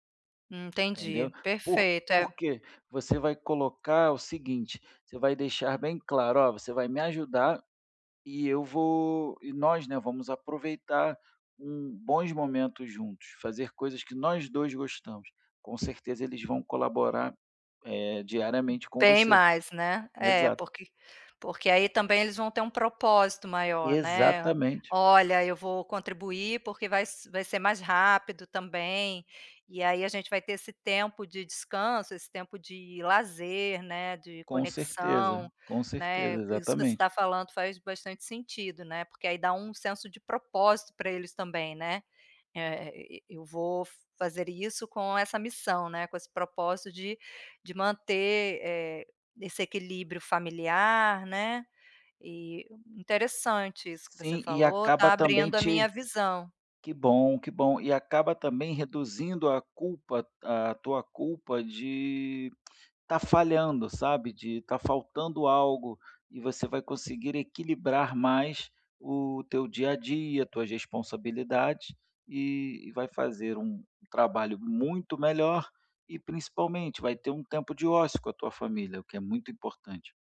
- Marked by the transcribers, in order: tapping; other background noise; lip smack
- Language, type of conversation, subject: Portuguese, advice, Equilíbrio entre descanso e responsabilidades
- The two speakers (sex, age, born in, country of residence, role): female, 45-49, Brazil, Portugal, user; male, 35-39, Brazil, Spain, advisor